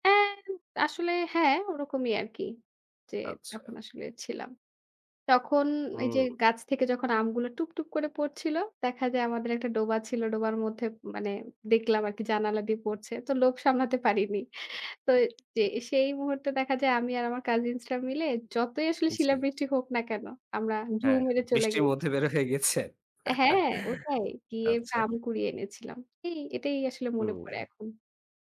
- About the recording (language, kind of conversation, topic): Bengali, podcast, বৃষ্টি বা কোনো ঋতু নিয়ে আপনার সবচেয়ে প্রিয় স্মৃতি কী?
- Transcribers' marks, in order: laugh